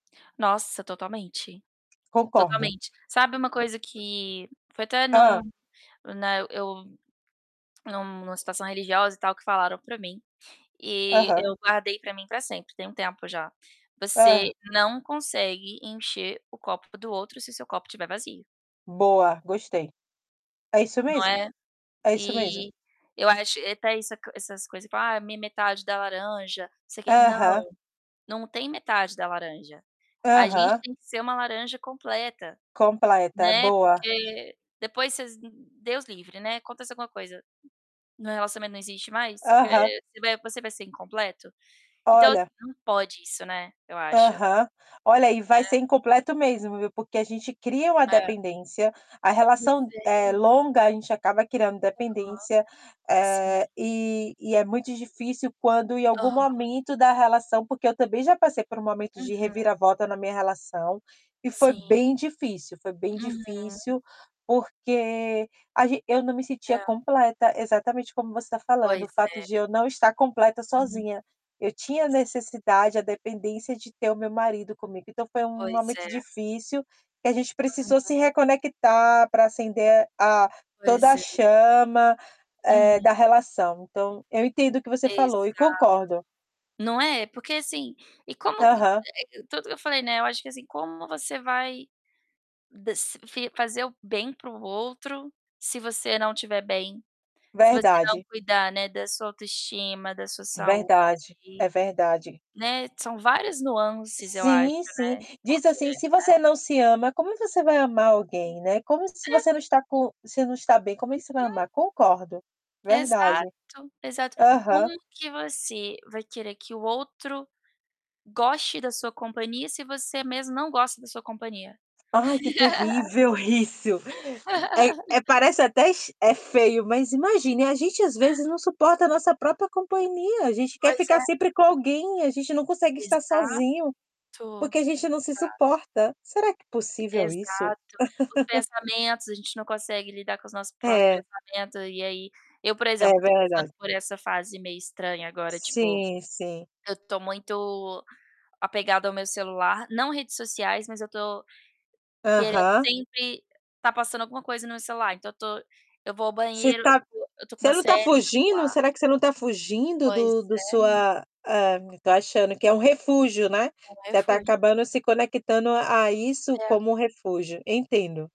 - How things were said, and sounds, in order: distorted speech; tapping; other background noise; static; unintelligible speech; laugh; drawn out: "Exato"; laugh
- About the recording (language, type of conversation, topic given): Portuguese, unstructured, Quais hábitos podem ajudar a manter a chama acesa?
- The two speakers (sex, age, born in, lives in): female, 30-34, Brazil, United States; female, 35-39, Brazil, Portugal